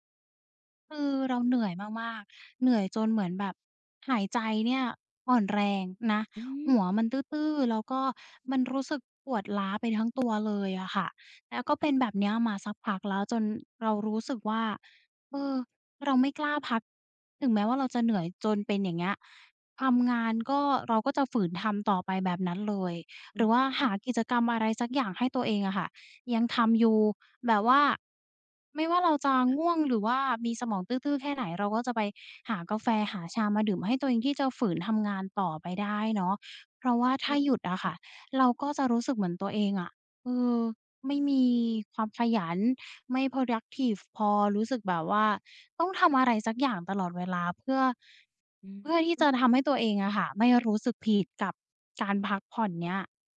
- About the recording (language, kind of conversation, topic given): Thai, advice, ทำไมฉันถึงรู้สึกผิดเวลาให้ตัวเองได้พักผ่อน?
- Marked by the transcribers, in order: other background noise; in English: "Productive"